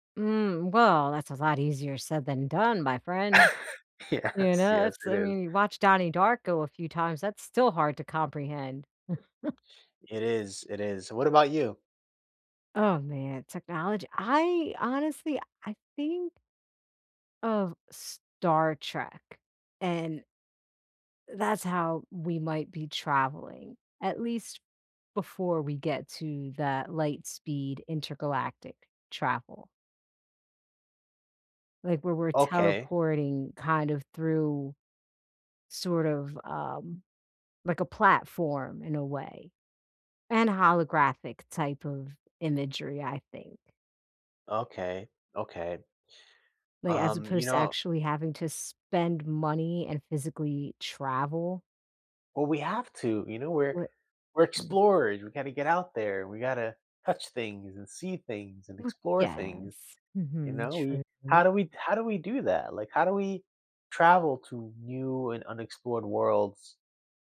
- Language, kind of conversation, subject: English, unstructured, How will technology change the way we travel in the future?
- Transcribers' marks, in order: laugh; laughing while speaking: "Yes"; chuckle; stressed: "spend money"; drawn out: "Yes"